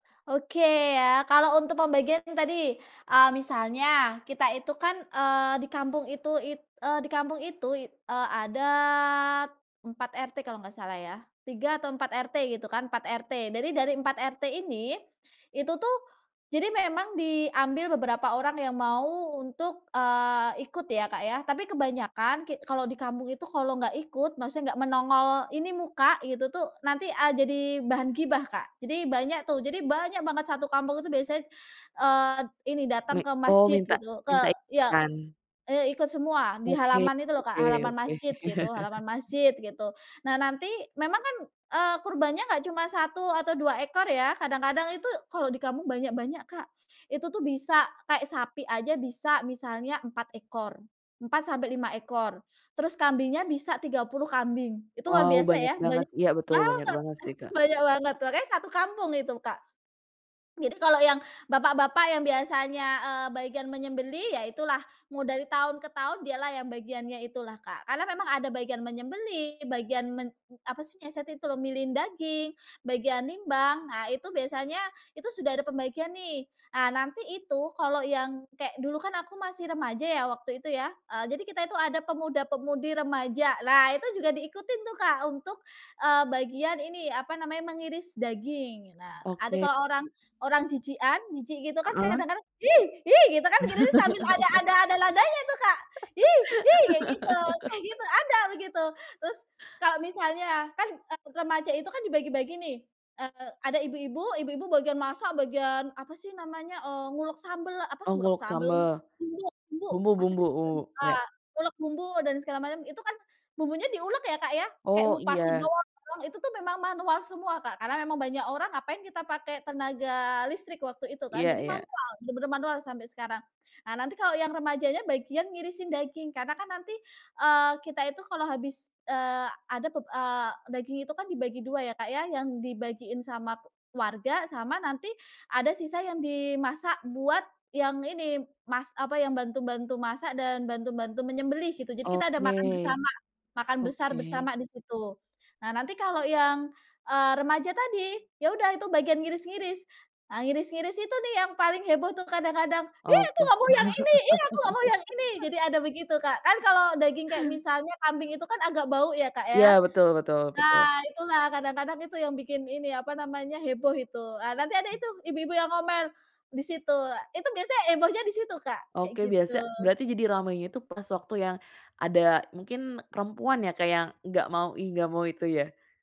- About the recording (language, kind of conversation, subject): Indonesian, podcast, Bagaimana pengalamanmu ikut kerja bakti di kampung atau RT?
- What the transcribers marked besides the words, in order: drawn out: "adat"; chuckle; other background noise; chuckle; disgusted: "Ih! Ih!"; laugh; joyful: "Hi! Hi!"; unintelligible speech; other noise; disgusted: "Ih aku nggak mau yang ini ih aku nggak mau yang ini!"; chuckle